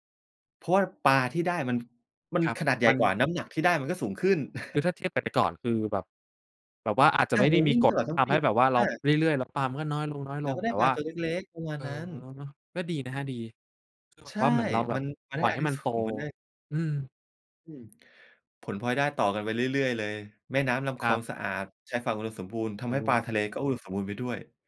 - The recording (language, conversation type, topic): Thai, podcast, ถ้าพูดถึงการอนุรักษ์ทะเล เราควรเริ่มจากอะไร?
- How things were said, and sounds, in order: chuckle; unintelligible speech